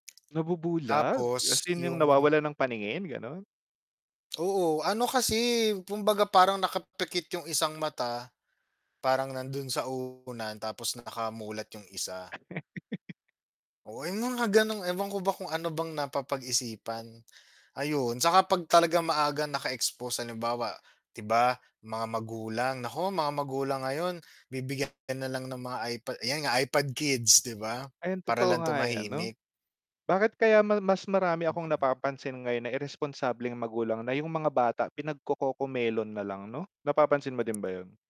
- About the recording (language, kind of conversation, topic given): Filipino, unstructured, Paano nakakaapekto ang teknolohiya sa ating kalusugan?
- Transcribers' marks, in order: tongue click; static; tapping; distorted speech; laugh; other background noise